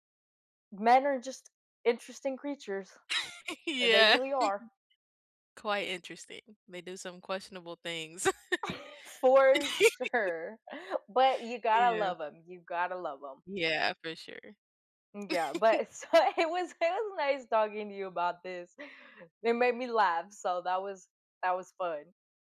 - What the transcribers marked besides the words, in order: chuckle; chuckle; laughing while speaking: "sure"; chuckle; chuckle; laughing while speaking: "so it was"
- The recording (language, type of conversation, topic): English, unstructured, What simple ways can you build trust and feel heard in your relationship?